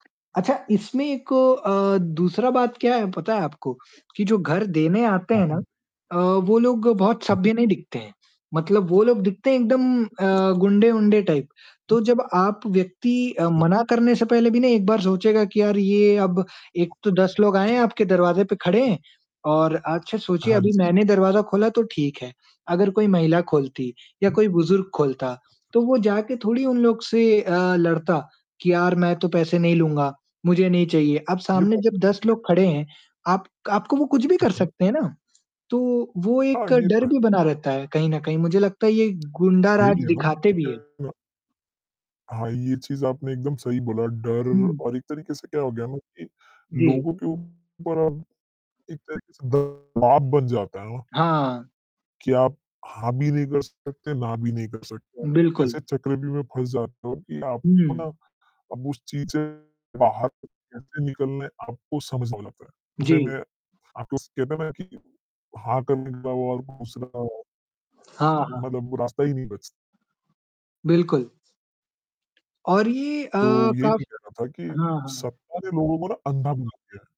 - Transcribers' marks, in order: static; tapping; distorted speech; in English: "टाइप"; other noise; other background noise; unintelligible speech; mechanical hum
- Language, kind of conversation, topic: Hindi, unstructured, क्या सत्ता में आने के लिए कोई भी तरीका सही माना जा सकता है?